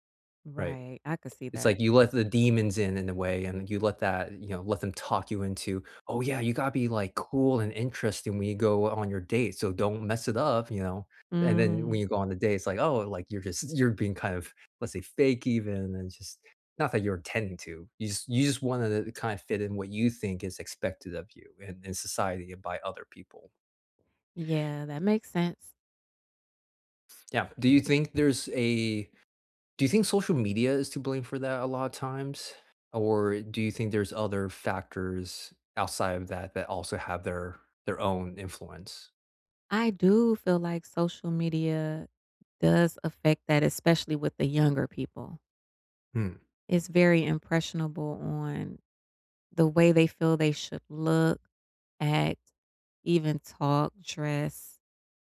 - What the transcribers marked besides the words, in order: tapping
- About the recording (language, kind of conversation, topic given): English, unstructured, Why do I feel ashamed of my identity and what helps?